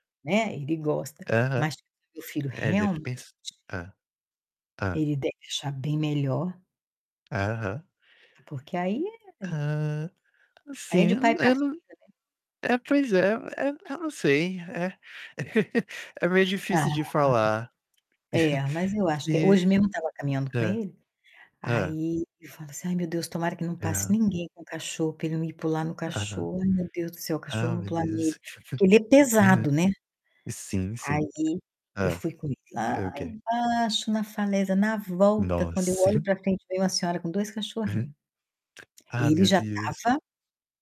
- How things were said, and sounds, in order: distorted speech; tapping; chuckle; static; chuckle; chuckle; chuckle
- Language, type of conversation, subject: Portuguese, unstructured, Quais são os benefícios de brincar com os animais?